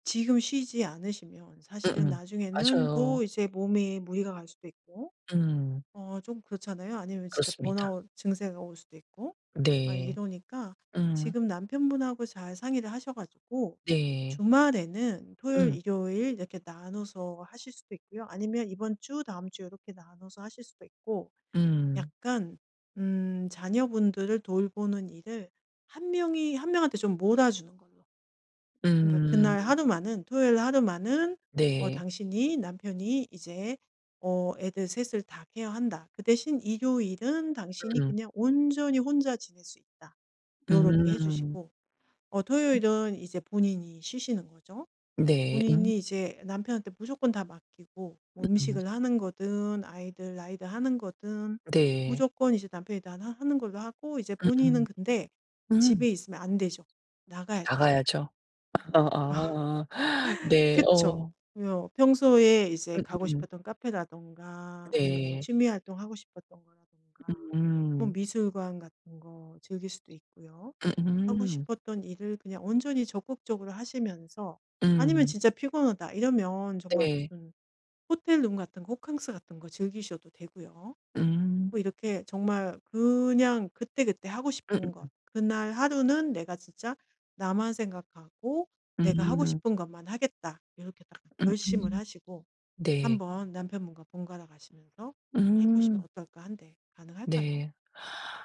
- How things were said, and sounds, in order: tapping; other background noise
- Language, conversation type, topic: Korean, advice, 휴일을 스트레스 없이 편안하고 즐겁게 보내려면 어떻게 해야 하나요?